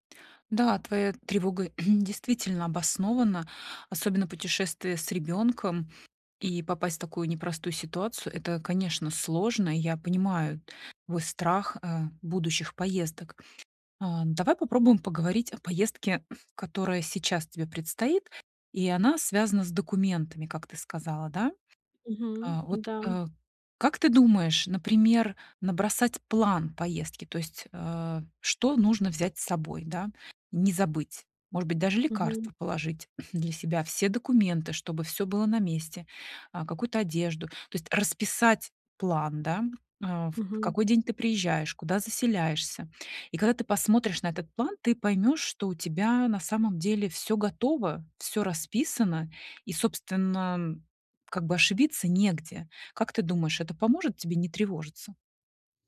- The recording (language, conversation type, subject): Russian, advice, Как мне уменьшить тревогу и стресс перед предстоящей поездкой?
- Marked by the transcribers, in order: throat clearing; other background noise; throat clearing; throat clearing; tapping